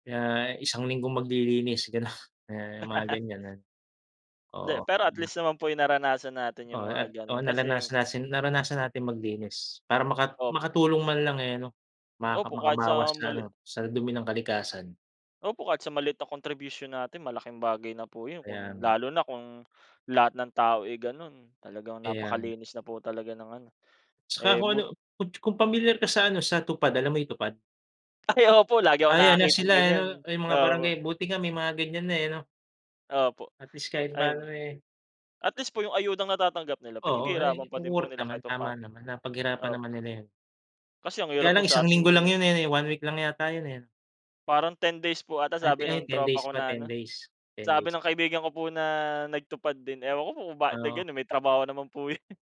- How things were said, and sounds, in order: laughing while speaking: "ganun"; in English: "contribution"; tapping; joyful: "Ay, opo, lagi akong nakakitang ganyan"; laughing while speaking: "Ay, opo"; in English: "worth"; laughing while speaking: "yun"
- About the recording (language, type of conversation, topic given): Filipino, unstructured, Ano ang mga ginagawa mo para makatulong sa paglilinis ng kapaligiran?